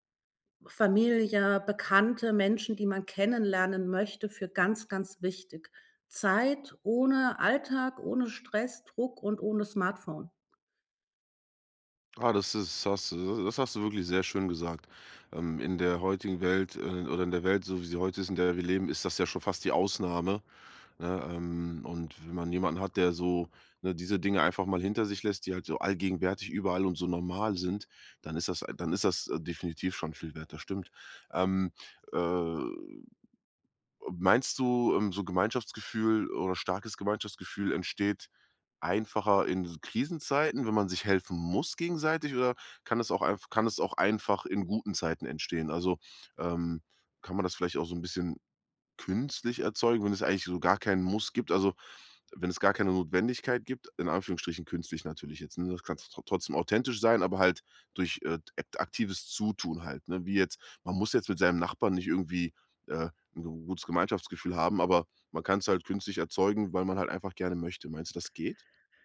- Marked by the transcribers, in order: none
- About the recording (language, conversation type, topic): German, podcast, Welche kleinen Gesten stärken den Gemeinschaftsgeist am meisten?